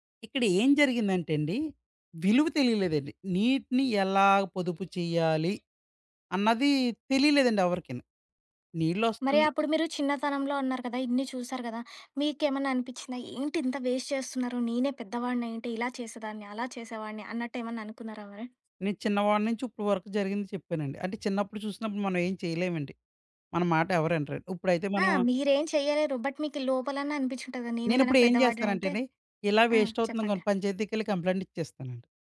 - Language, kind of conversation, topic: Telugu, podcast, ఇంట్లో నీటిని ఆదా చేయడానికి మనం చేయగల పనులు ఏమేమి?
- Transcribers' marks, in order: other background noise; in English: "వేస్ట్"; in English: "బట్"; in English: "వేస్ట్"; tapping; in English: "కంప్లెయింట్"